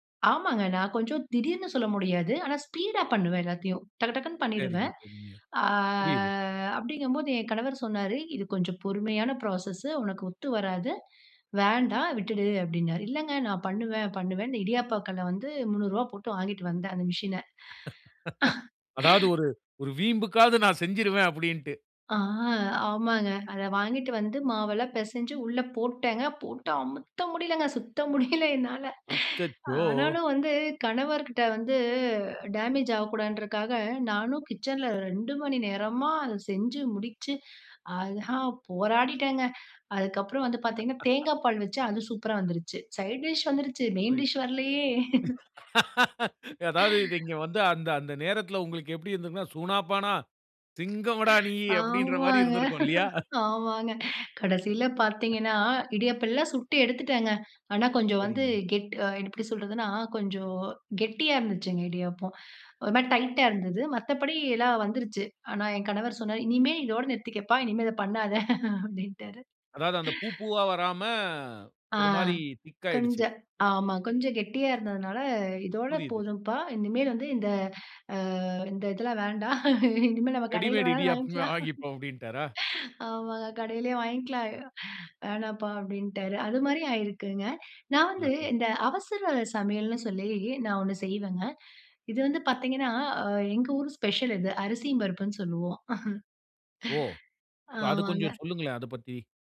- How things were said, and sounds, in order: in English: "ஸ்பீடா"; drawn out: "அ"; in English: "ப்ராசஸ்ஸு"; tapping; laugh; chuckle; drawn out: "ஆ"; laughing while speaking: "என்னால"; in English: "டேமேஜ்"; laugh; in English: "சைட் டிஷ்"; in English: "மெயின் டிஷ்"; laugh; laughing while speaking: "அதாவது இங்க வந்து அந்த, அந்த … மாரி இருந்திருக்கும் இல்லயா?"; chuckle; breath; laughing while speaking: "ஆமாங்க. ஆமாங்க"; chuckle; chuckle; chuckle; breath; in English: "திக்"; drawn out: "அ"; laughing while speaking: "இனிமேல நம்ம கடையில வேணாலும் வாங்கிக்கலாம். ஆமாங்க, கடையிலேயே வாங்கிக்கலாம்"
- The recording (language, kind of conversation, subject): Tamil, podcast, வீட்டில் அவசரமாக இருக்கும் போது விரைவாகவும் சுவையாகவும் உணவு சமைக்க என்னென்ன உத்திகள் பயன்படும்?